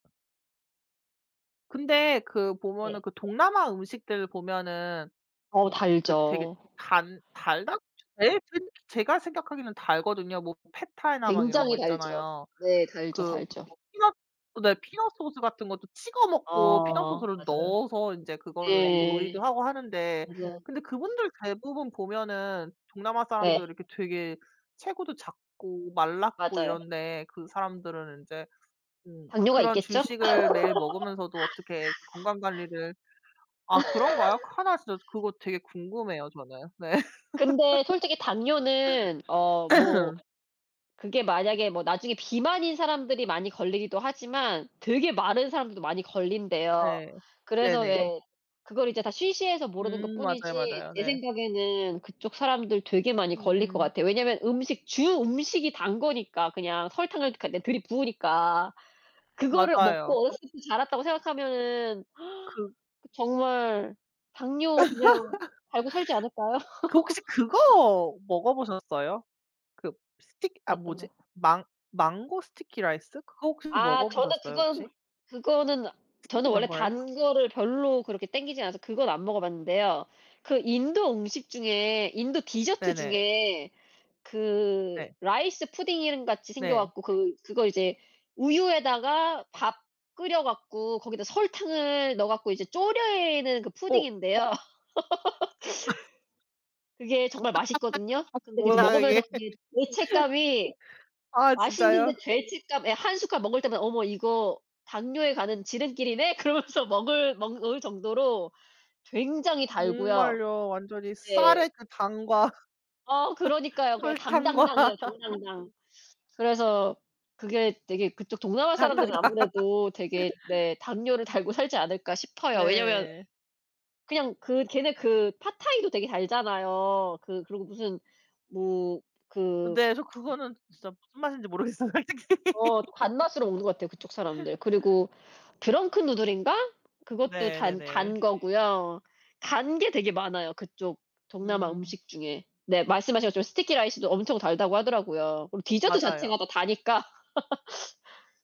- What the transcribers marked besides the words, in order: tapping; other background noise; unintelligible speech; laugh; laughing while speaking: "네"; laugh; throat clearing; gasp; laugh; laugh; laugh; laughing while speaking: "이게?"; laugh; laughing while speaking: "그러면서"; laughing while speaking: "당과 설탕과"; laugh; laughing while speaking: "당당당"; laugh; laughing while speaking: "모르겠어요. 솔직히"; laugh; laugh
- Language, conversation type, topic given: Korean, unstructured, 단맛과 짠맛 중 어떤 맛을 더 좋아하시나요?